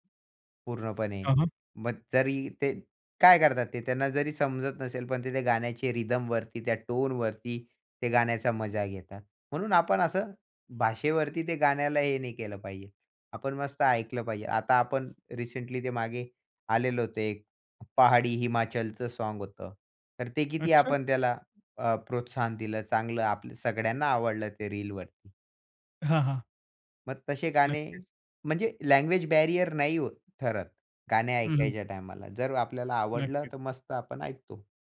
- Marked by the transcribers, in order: in English: "रिदमवरती"; other noise; in English: "साँग"; anticipating: "अच्छा!"; in English: "लँग्वेज बॅरियर"
- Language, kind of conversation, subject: Marathi, podcast, मोबाईल आणि स्ट्रीमिंगमुळे संगीत ऐकण्याची सवय कशी बदलली?